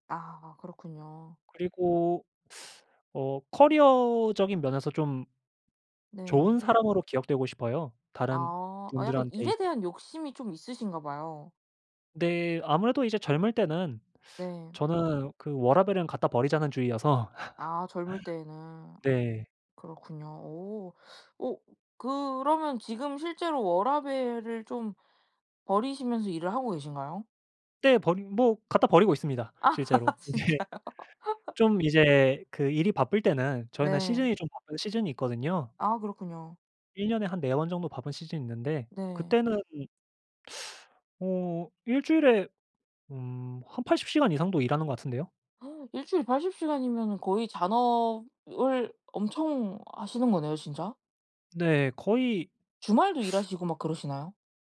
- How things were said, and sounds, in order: other background noise; laugh; laughing while speaking: "아 진짜요?"; laughing while speaking: "이제"; laugh; teeth sucking; gasp; teeth sucking
- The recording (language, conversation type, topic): Korean, podcast, 공부 동기를 어떻게 찾으셨나요?